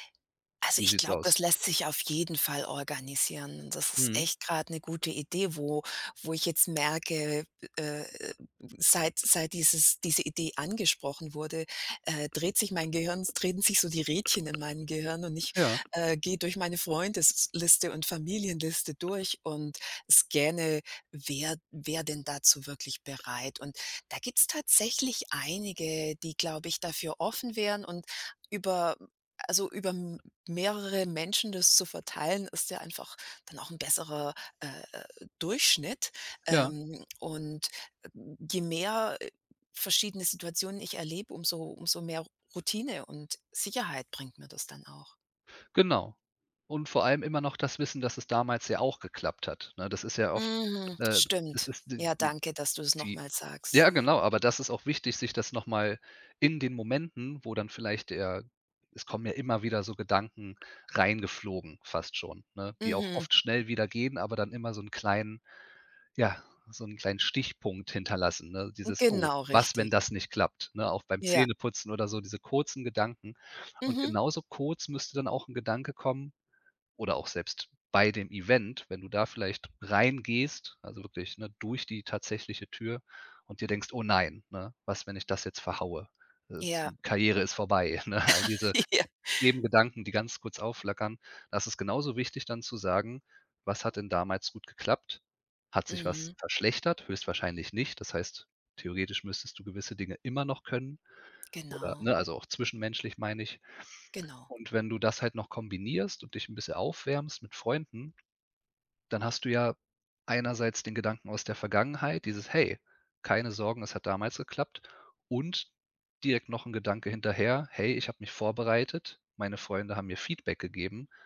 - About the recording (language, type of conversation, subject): German, advice, Warum fällt es mir schwer, bei beruflichen Veranstaltungen zu netzwerken?
- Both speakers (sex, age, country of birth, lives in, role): female, 50-54, Germany, United States, user; male, 35-39, Germany, Germany, advisor
- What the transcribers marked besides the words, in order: other background noise; tapping; snort; chuckle; laughing while speaking: "Ja"